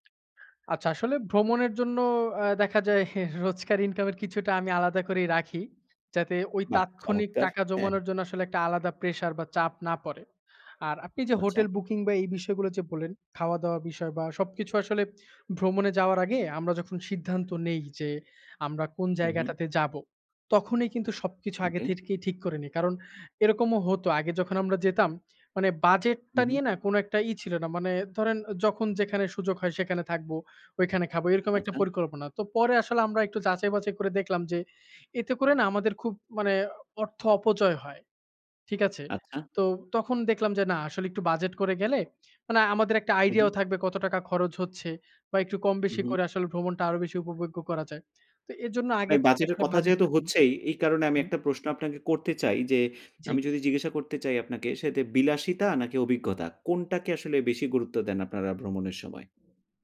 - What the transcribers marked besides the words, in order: laughing while speaking: "রোজকার ইনকামের কিছুটা আমি আলাদা করেই রাখি"
- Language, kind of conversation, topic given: Bengali, podcast, ছুটিতে গেলে সাধারণত আপনি কীভাবে ভ্রমণের পরিকল্পনা করেন?
- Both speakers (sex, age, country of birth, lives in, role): male, 25-29, Bangladesh, Bangladesh, guest; male, 35-39, Bangladesh, Finland, host